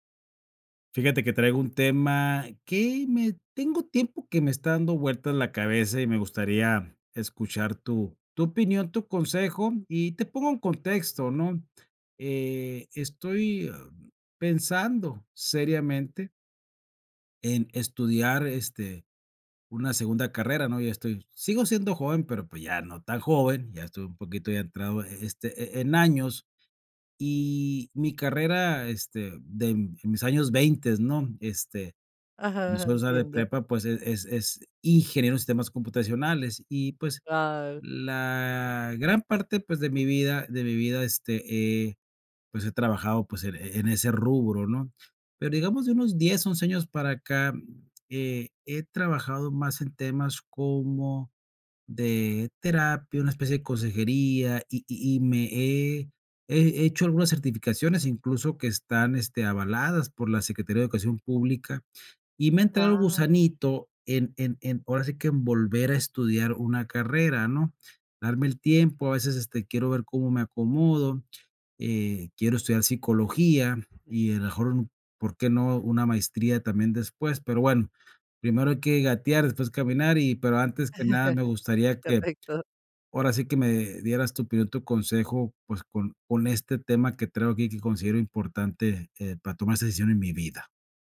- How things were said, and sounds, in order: other background noise; other noise; chuckle
- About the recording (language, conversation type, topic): Spanish, advice, ¿Cómo puedo decidir si volver a estudiar o iniciar una segunda carrera como adulto?